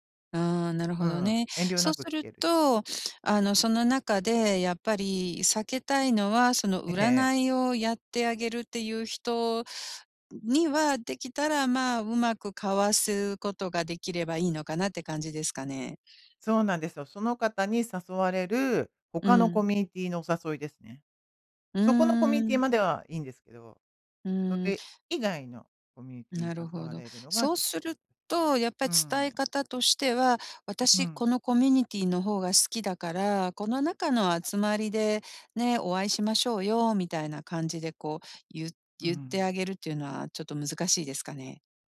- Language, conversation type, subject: Japanese, advice, 友人の集まりで気まずい雰囲気を避けるにはどうすればいいですか？
- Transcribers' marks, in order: stressed: "以外"